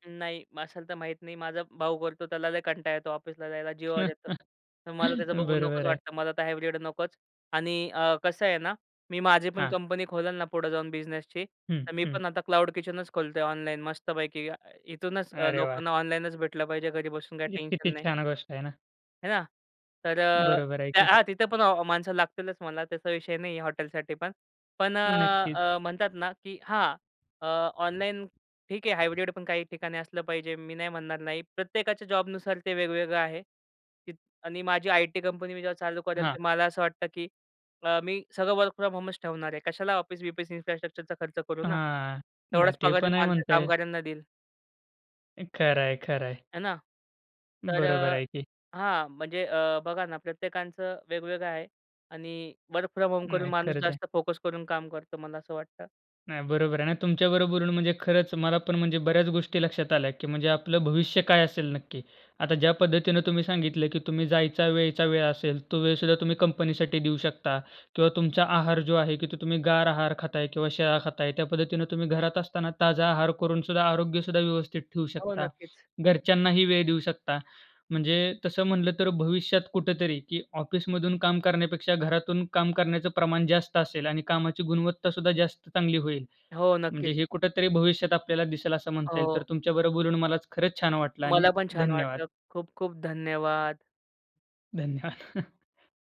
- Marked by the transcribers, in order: chuckle; in English: "हायब्रिड"; in English: "हायब्रिड"; in English: "वर्क फ्रॉम होमच"; in English: "इन्फ्रास्ट्रक्चरचा"; in English: "वर्क फ्रॉम होम"; other noise; stressed: "धन्यवाद!"; laughing while speaking: "धन्यवाद!"
- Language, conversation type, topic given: Marathi, podcast, भविष्यात कामाचा दिवस मुख्यतः ऑफिसमध्ये असेल की घरातून, तुमच्या अनुभवातून तुम्हाला काय वाटते?